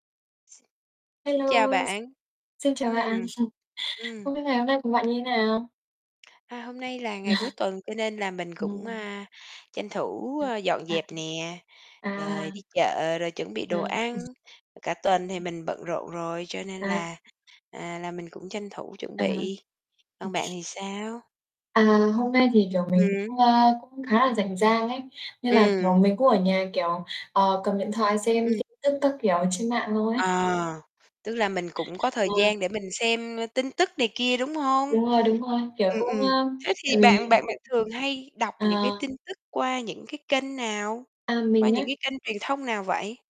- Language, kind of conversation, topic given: Vietnamese, unstructured, Tin tức ảnh hưởng như thế nào đến cuộc sống hằng ngày của bạn?
- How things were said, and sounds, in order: chuckle; static; tapping; scoff; distorted speech; unintelligible speech; unintelligible speech; other background noise